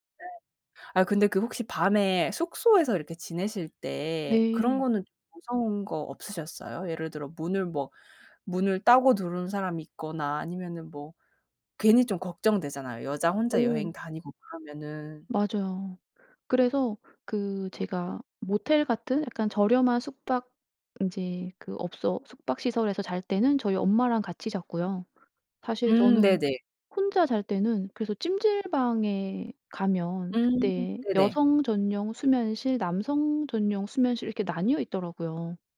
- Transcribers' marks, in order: tapping; other background noise
- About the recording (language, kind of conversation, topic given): Korean, podcast, 혼자 여행할 때 외로움은 어떻게 달래세요?